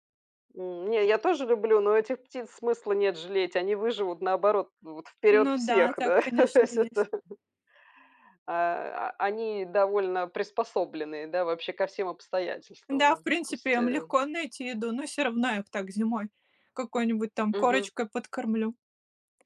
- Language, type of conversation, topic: Russian, unstructured, Какие моменты в путешествиях делают тебя счастливым?
- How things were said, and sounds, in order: laugh; laughing while speaking: "всё то"; tapping